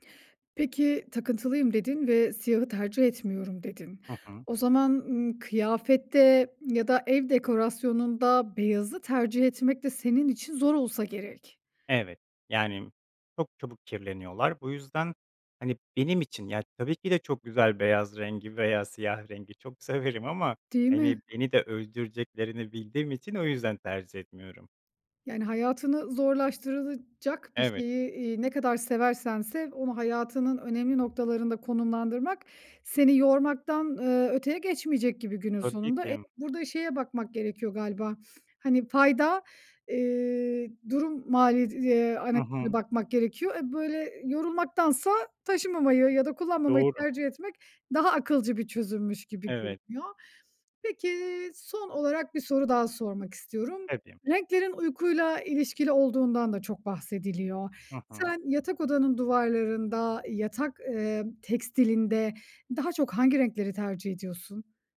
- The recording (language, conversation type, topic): Turkish, podcast, Renkler ruh halini nasıl etkiler?
- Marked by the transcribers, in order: none